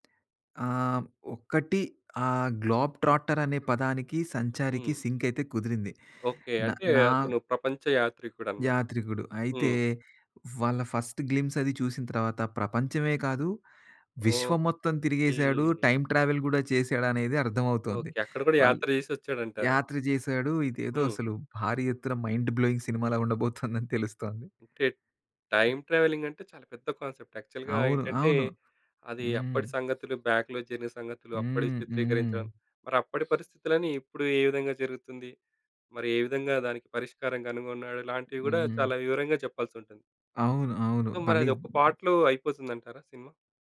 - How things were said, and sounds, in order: other background noise; in English: "గ్లోబ్ ట్రాక్టర్"; in English: "సింక్"; in English: "ఫస్ట్ గ్లిమ్స్"; in English: "టైమ్ ట్రావెల్"; in English: "మైండ్ బ్లోయింగ్"; in English: "టైమ్ ట్రావెలింగ్"; other noise; in English: "కాన్సెప్ట్. యాక్చువల్‌గా"; in English: "బాక్లో"; sniff; in English: "సో"; in English: "పార్ట్‌లో"
- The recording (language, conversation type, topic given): Telugu, podcast, మీరు కొత్త పాటలను ఎలా కనుగొంటారు?